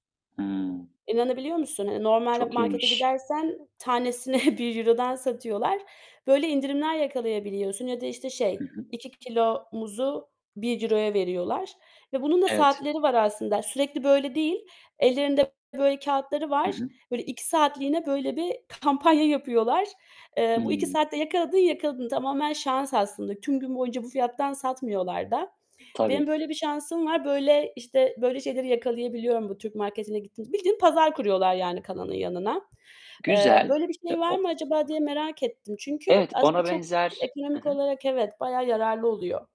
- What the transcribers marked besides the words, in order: laughing while speaking: "tanesini"; other background noise; distorted speech
- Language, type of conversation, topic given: Turkish, unstructured, Sence evde yemek yapmak, dışarıda yemekten daha mı ekonomik?